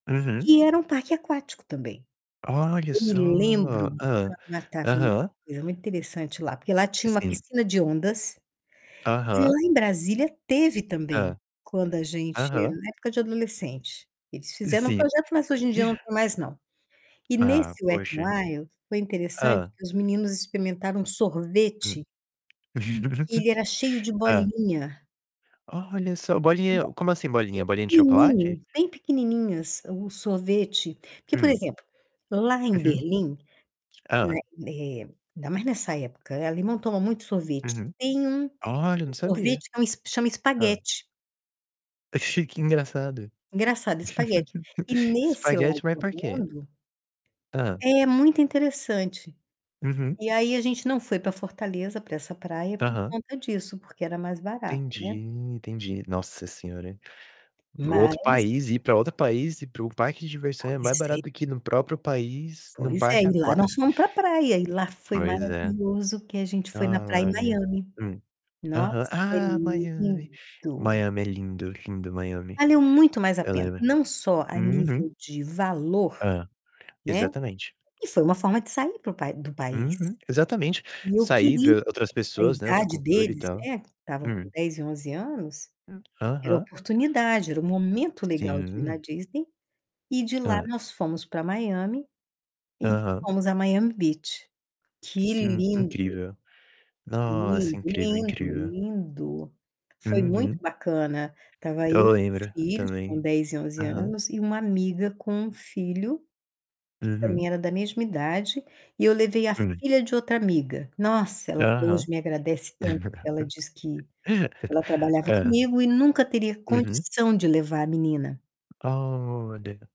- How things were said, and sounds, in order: tapping; unintelligible speech; distorted speech; chuckle; laugh; unintelligible speech; chuckle; laugh; static; laugh; drawn out: "Olha"
- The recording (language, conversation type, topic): Portuguese, unstructured, Qual é a lembrança mais feliz que você tem na praia?